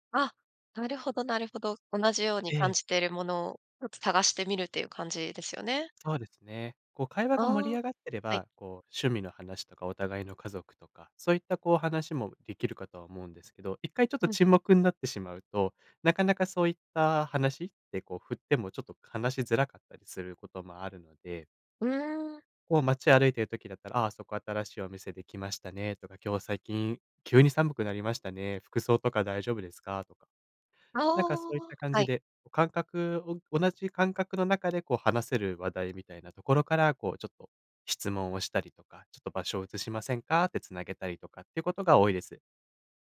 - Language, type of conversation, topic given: Japanese, podcast, 会話の途中で沈黙が続いたとき、どう対処すればいいですか？
- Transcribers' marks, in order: none